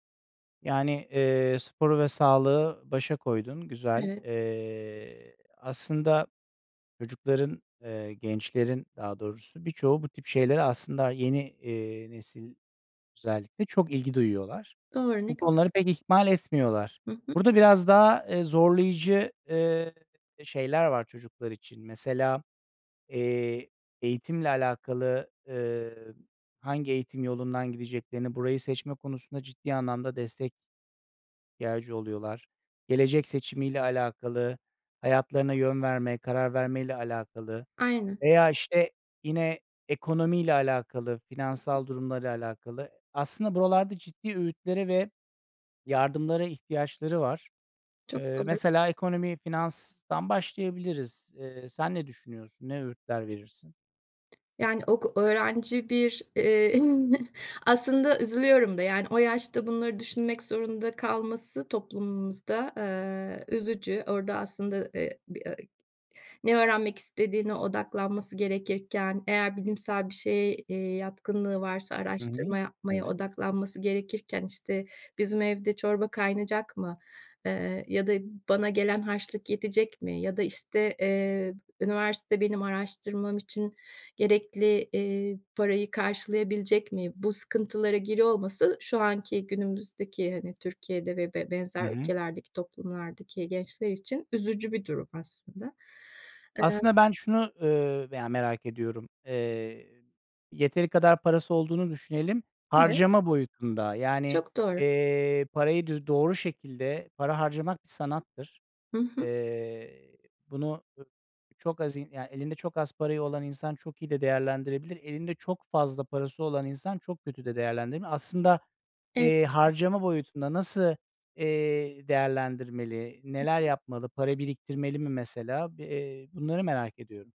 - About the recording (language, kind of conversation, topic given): Turkish, podcast, Gençlere vermek istediğiniz en önemli öğüt nedir?
- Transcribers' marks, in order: tapping; drawn out: "Eee"; unintelligible speech; other background noise; chuckle